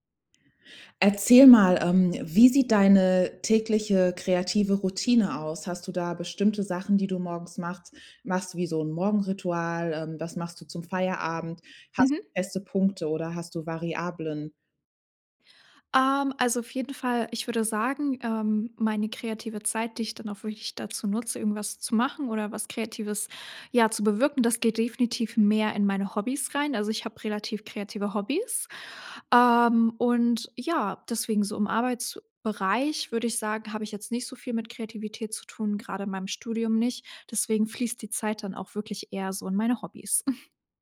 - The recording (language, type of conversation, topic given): German, podcast, Wie stärkst du deine kreative Routine im Alltag?
- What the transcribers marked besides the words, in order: chuckle